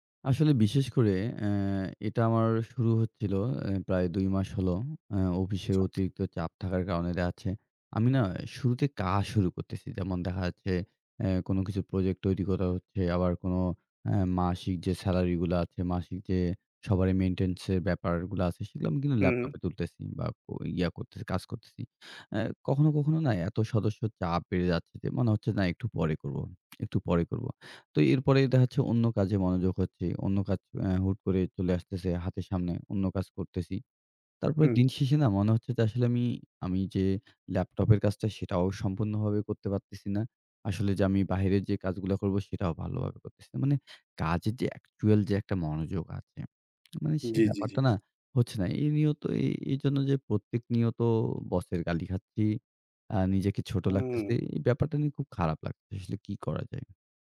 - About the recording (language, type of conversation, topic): Bengali, advice, কাজের সময় ঘন ঘন বিঘ্ন হলে মনোযোগ ধরে রাখার জন্য আমি কী করতে পারি?
- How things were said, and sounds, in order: "কাজ" said as "কা"; in English: "মেইনটেন্যান্স"; tapping; in English: "অ্যাকচুয়াল"; lip smack